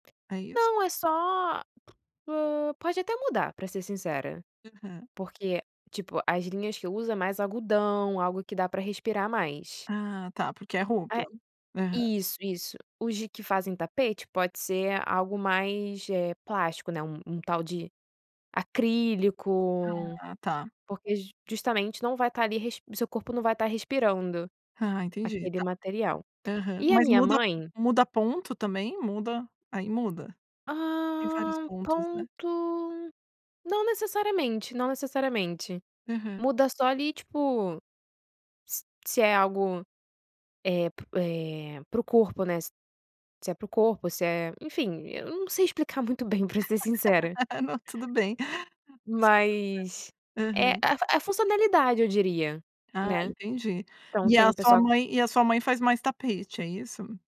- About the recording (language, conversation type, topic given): Portuguese, podcast, Que hobby te faz perder a noção do tempo?
- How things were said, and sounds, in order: tapping; laugh